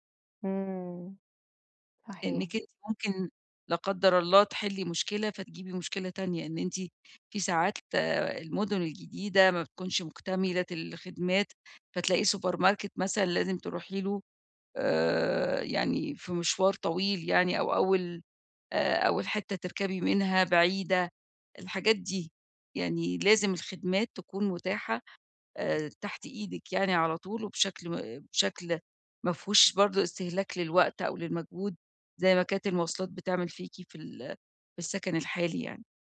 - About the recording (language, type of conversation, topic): Arabic, advice, إزاي أنسّق الانتقال بين البيت الجديد والشغل ومدارس العيال بسهولة؟
- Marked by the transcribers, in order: tapping; in English: "سوبر ماركت"; horn